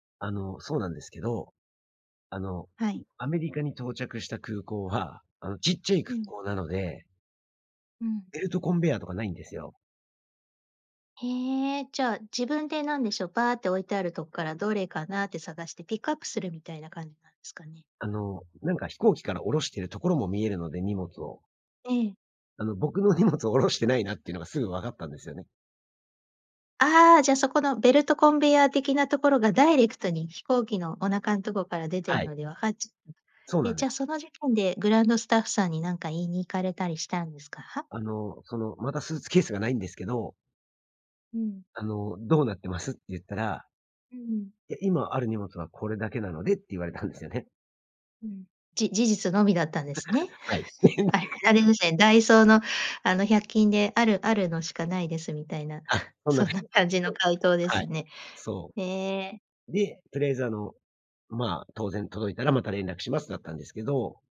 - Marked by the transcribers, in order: laugh; chuckle; scoff
- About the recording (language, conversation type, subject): Japanese, podcast, 荷物が届かなかったとき、どう対応しましたか？